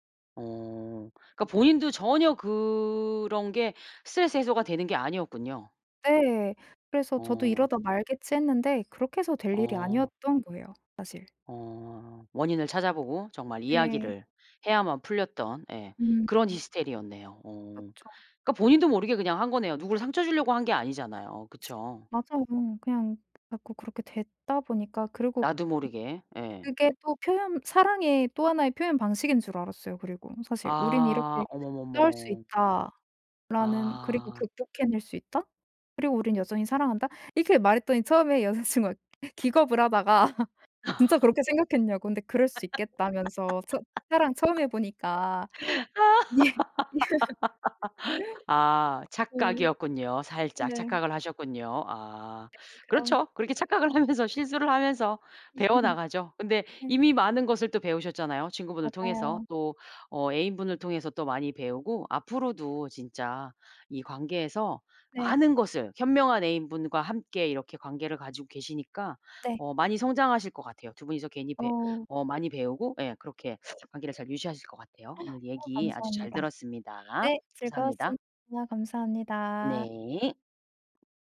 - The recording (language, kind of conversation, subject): Korean, podcast, 사랑이나 관계에서 배운 가장 중요한 교훈은 무엇인가요?
- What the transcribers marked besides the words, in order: tapping; other background noise; laugh; laughing while speaking: "아"; laughing while speaking: "하다가"; laugh; laughing while speaking: "착각을 하면서"; laughing while speaking: "예"; laugh; laugh; gasp